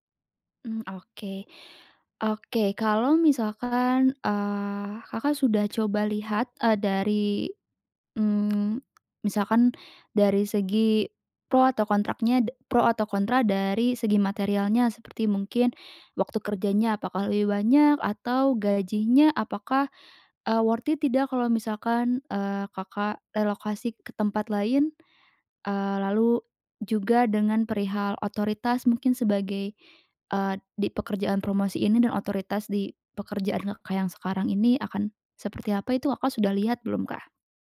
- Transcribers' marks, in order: lip smack; tapping; in English: "worth it"
- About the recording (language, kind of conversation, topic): Indonesian, advice, Haruskah saya menerima promosi dengan tanggung jawab besar atau tetap di posisi yang nyaman?